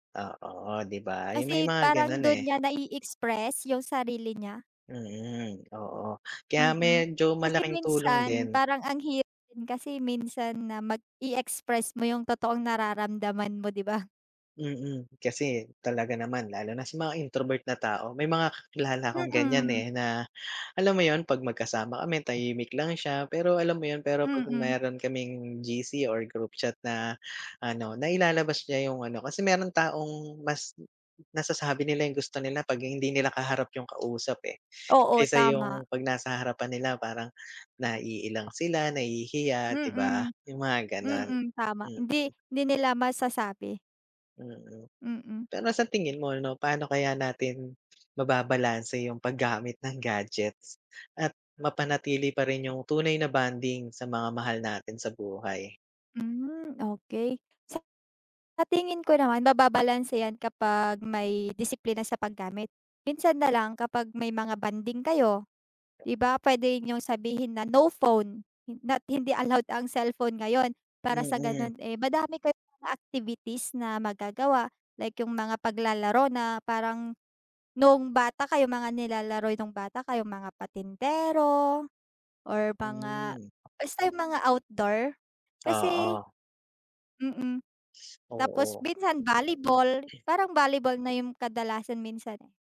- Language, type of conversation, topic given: Filipino, unstructured, Ano ang masasabi mo tungkol sa pagkawala ng personal na ugnayan dahil sa teknolohiya?
- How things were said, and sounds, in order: other background noise; tapping